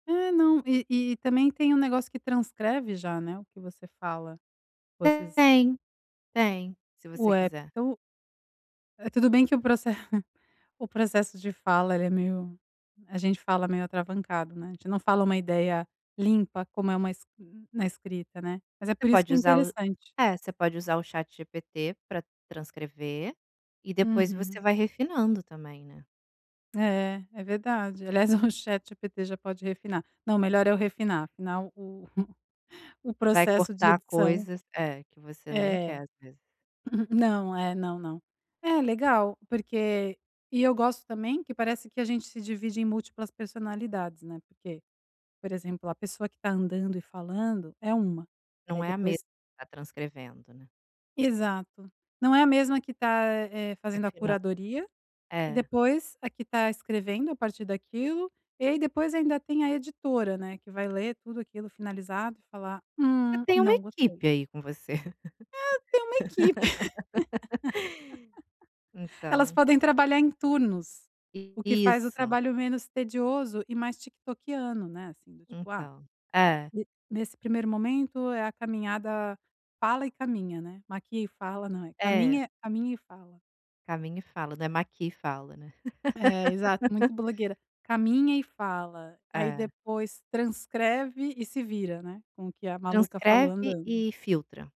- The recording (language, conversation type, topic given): Portuguese, advice, Como posso me preparar mentalmente para realizar um trabalho complexo com mais energia e foco?
- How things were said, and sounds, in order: chuckle; chuckle; throat clearing; laugh; laugh